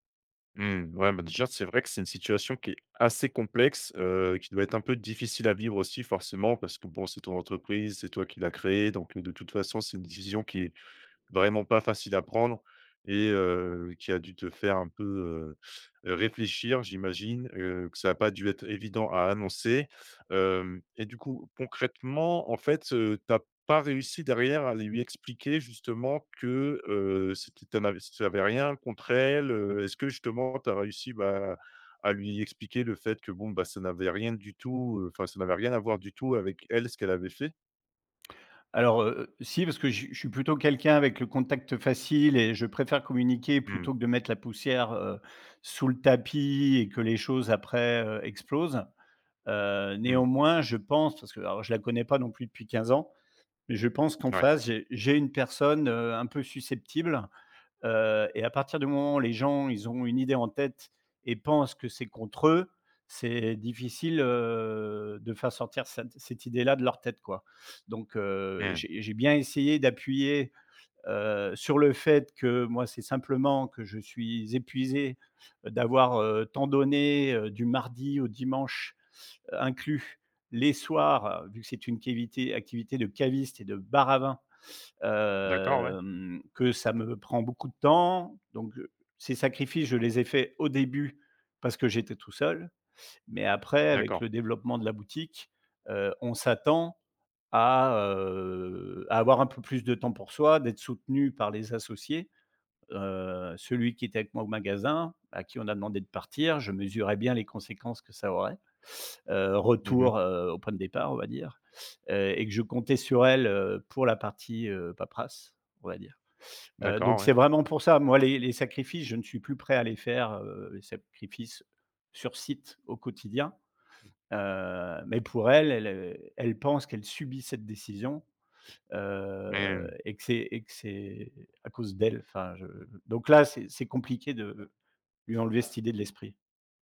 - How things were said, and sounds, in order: drawn out: "heu"; drawn out: "Hem"; drawn out: "heu"; other background noise
- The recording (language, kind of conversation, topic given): French, advice, Comment gérer une dispute avec un ami après un malentendu ?